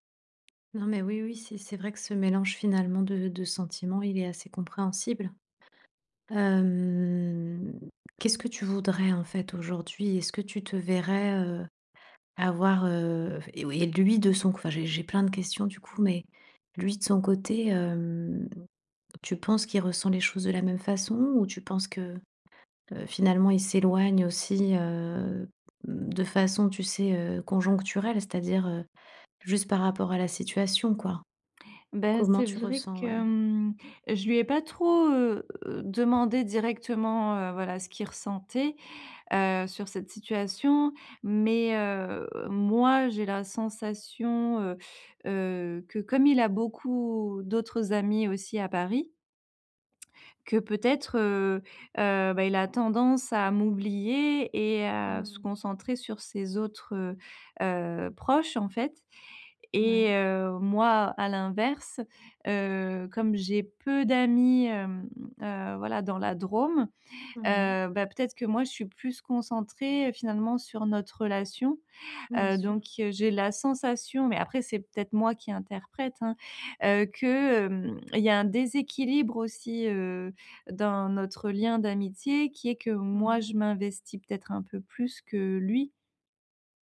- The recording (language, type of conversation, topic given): French, advice, Comment gérer l’éloignement entre mon ami et moi ?
- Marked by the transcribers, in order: drawn out: "Hem"; tapping